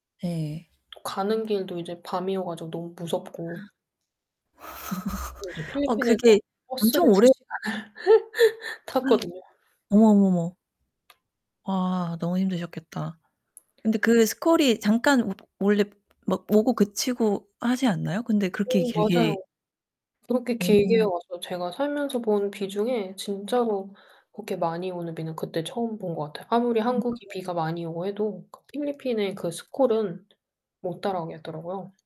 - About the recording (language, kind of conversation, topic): Korean, unstructured, 여행 중에 예상치 못한 문제가 생기면 어떻게 대처하시나요?
- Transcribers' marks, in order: other background noise; gasp; laugh; distorted speech; laughing while speaking: "두 시간을"; laugh; tapping